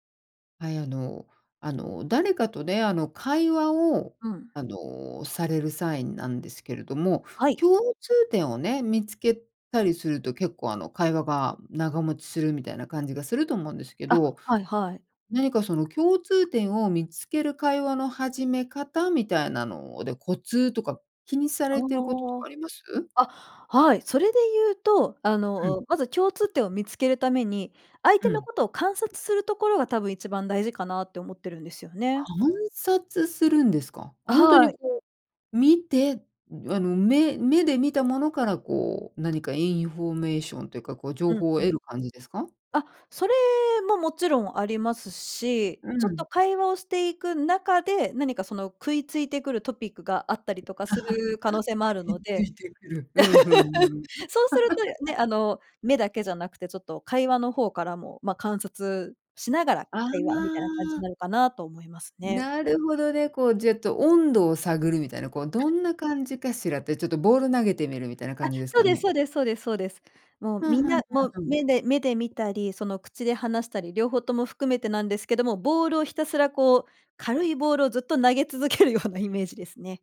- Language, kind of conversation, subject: Japanese, podcast, 共通点を見つけるためには、どのように会話を始めればよいですか?
- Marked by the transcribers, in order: laugh; other background noise; laugh; other noise; laughing while speaking: "投げ続けるような"